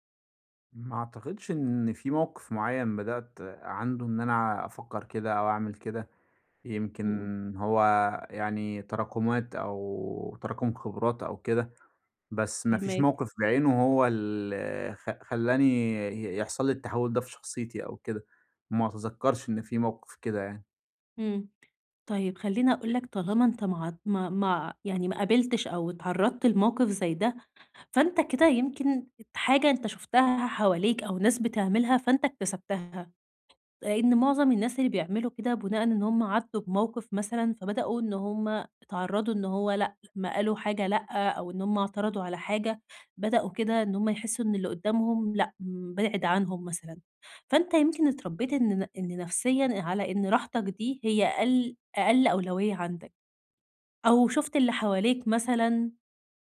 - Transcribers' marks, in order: tapping
- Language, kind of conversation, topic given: Arabic, advice, إزاي أعبّر عن نفسي بصراحة من غير ما أخسر قبول الناس؟